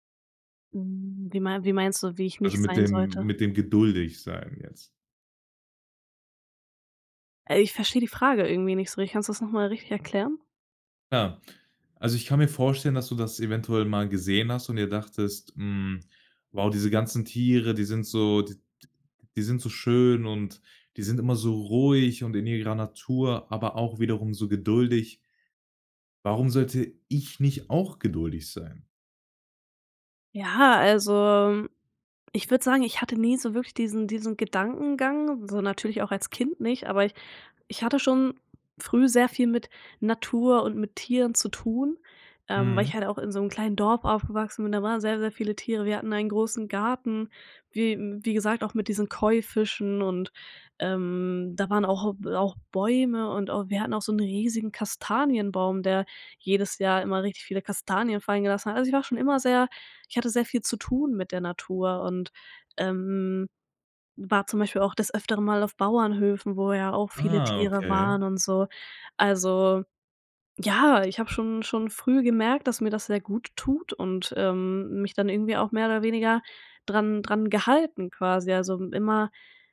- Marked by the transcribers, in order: other background noise
- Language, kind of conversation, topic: German, podcast, Erzähl mal, was hat dir die Natur über Geduld beigebracht?
- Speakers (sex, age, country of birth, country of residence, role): female, 20-24, Germany, Germany, guest; male, 18-19, Germany, Germany, host